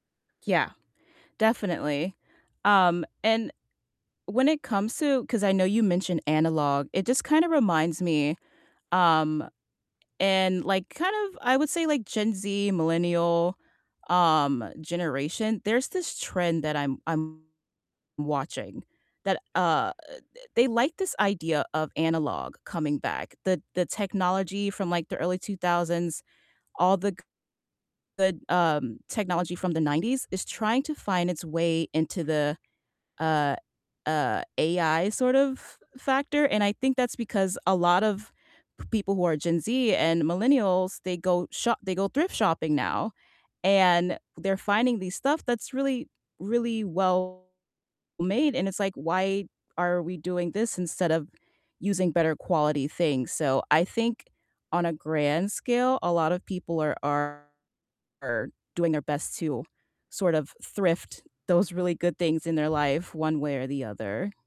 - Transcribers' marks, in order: tapping; distorted speech; other background noise
- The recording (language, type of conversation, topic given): English, unstructured, What is your process for flipping thrifted furniture, from the moment you spot a piece to the final reveal?
- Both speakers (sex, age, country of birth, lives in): female, 30-34, United States, United States; male, 70-74, United States, United States